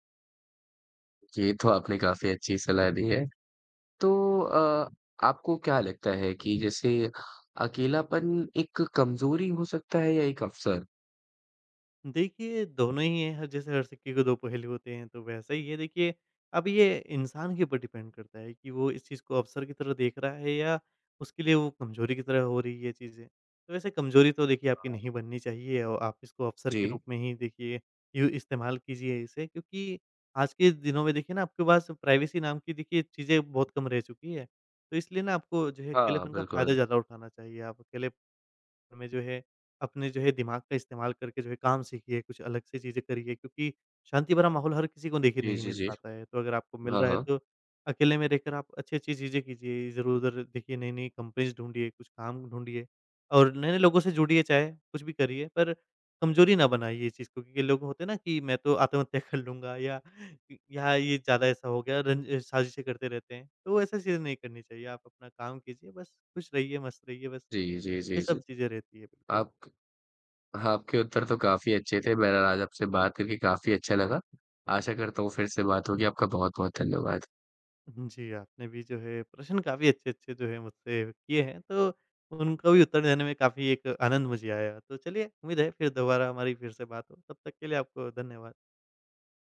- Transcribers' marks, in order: in English: "डिपेंड"; in English: "प्राइवेसी"; in English: "कंपनीज"; laughing while speaking: "कर लूँगा"; other noise
- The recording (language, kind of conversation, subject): Hindi, podcast, शहर में अकेलापन कम करने के क्या तरीके हो सकते हैं?